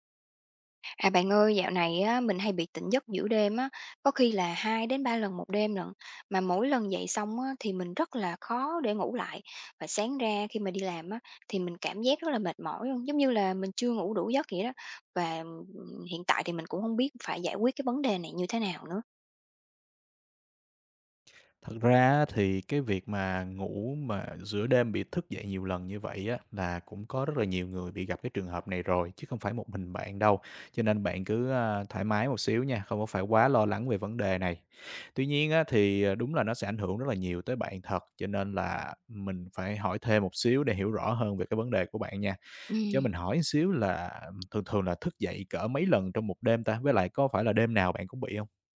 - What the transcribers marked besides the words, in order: "lận" said as "nận"; tapping
- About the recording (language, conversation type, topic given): Vietnamese, advice, Tôi thường thức dậy nhiều lần giữa đêm và cảm thấy không ngủ đủ, tôi nên làm gì?